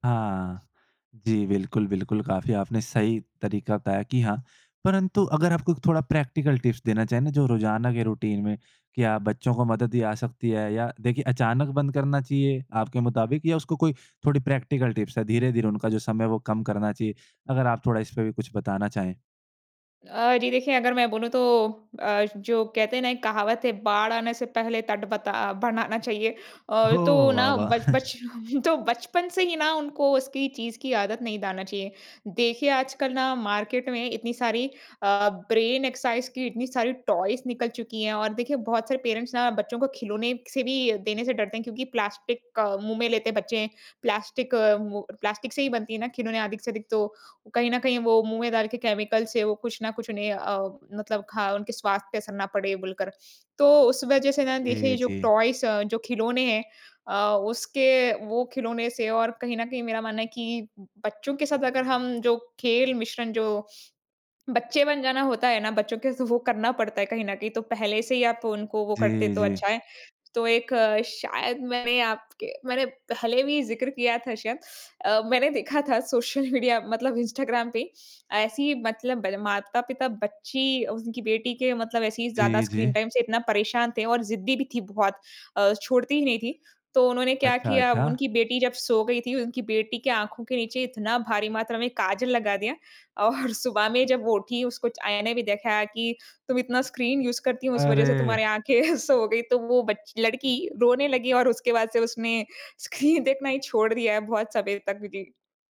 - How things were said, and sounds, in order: in English: "प्रैक्टिकल टिप्स"; in English: "प्रैक्टिकल टिप्स"; laughing while speaking: "बचपन"; chuckle; in English: "मार्केट"; in English: "ब्रेन-एक्सरसाइज़"; in English: "टॉयज़"; in English: "पेरेंट्स"; in English: "टॉयज़"; in English: "टाइम"; laughing while speaking: "और"; in English: "यूज़"; chuckle; laughing while speaking: "स्क्रीन"
- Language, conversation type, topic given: Hindi, podcast, बच्चों के स्क्रीन समय पर तुम क्या सलाह दोगे?